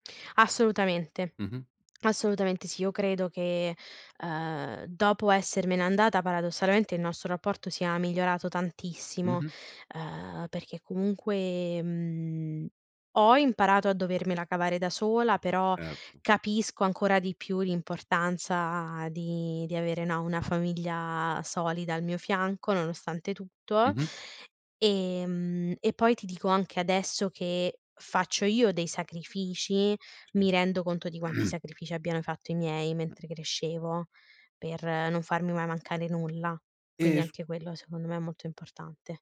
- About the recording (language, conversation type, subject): Italian, podcast, Raccontami un momento in cui la tua famiglia ti ha davvero sostenuto?
- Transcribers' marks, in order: tapping; throat clearing; other background noise